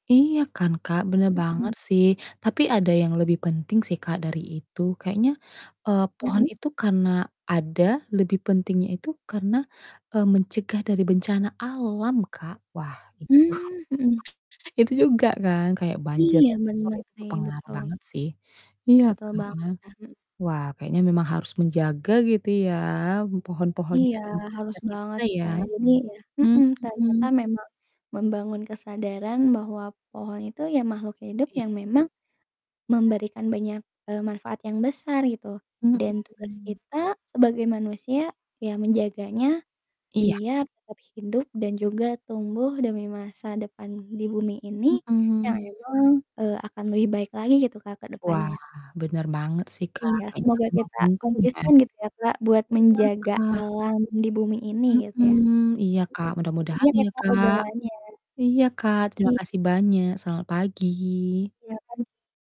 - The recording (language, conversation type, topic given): Indonesian, unstructured, Menurutmu, mengapa pohon penting bagi kehidupan kita?
- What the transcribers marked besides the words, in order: chuckle; distorted speech; other background noise; static